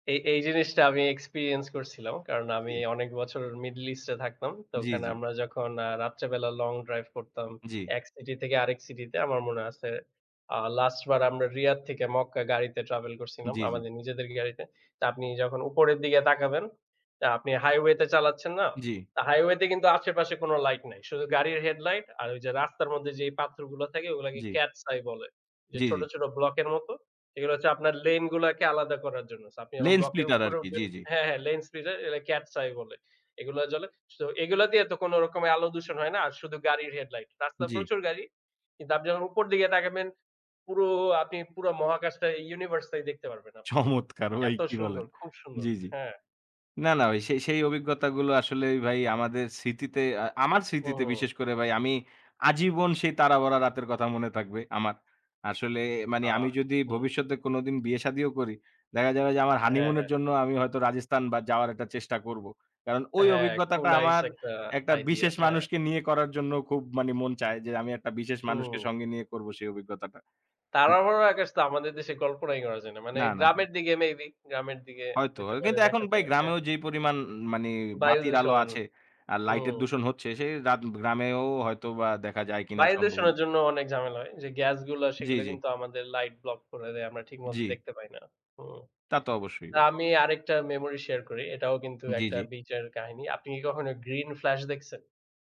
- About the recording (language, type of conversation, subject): Bengali, unstructured, তোমার পরিবারের সবচেয়ে প্রিয় স্মৃতি কোনটি?
- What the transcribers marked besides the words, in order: in English: "middle east"; in English: "cats eye"; in English: "Lanes splitter"; in English: "lane splitter"; in English: "cats eye"; "তারাভরা" said as "তারাবড়া"; horn; unintelligible speech; in English: "green flash"